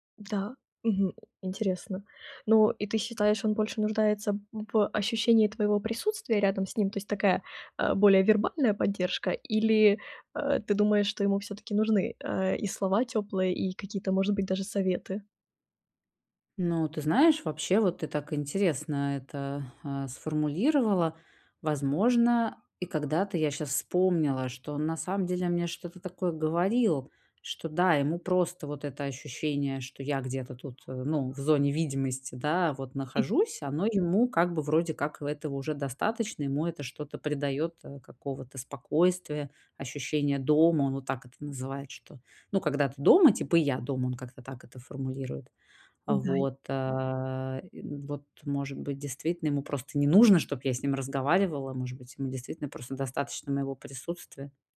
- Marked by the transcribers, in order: chuckle; drawn out: "а"; tapping; stressed: "не нужно"
- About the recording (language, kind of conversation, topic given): Russian, advice, Как поддержать партнёра, который переживает жизненные трудности?
- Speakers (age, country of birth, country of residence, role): 20-24, Ukraine, Germany, advisor; 45-49, Russia, Mexico, user